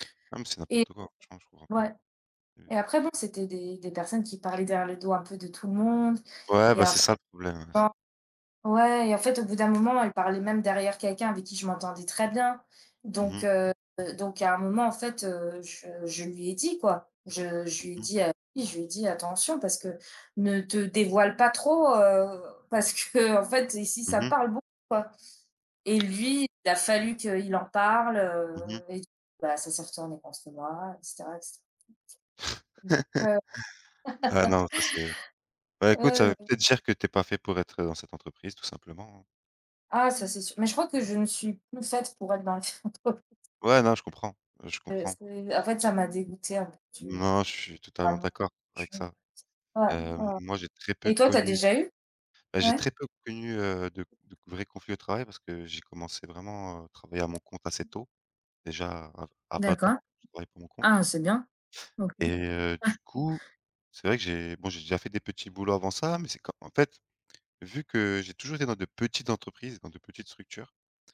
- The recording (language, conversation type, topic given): French, unstructured, Comment réagissez-vous face à un conflit au travail ?
- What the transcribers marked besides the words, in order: other background noise; chuckle; laugh; tapping; laughing while speaking: "dans les entreprises"; chuckle; stressed: "petites"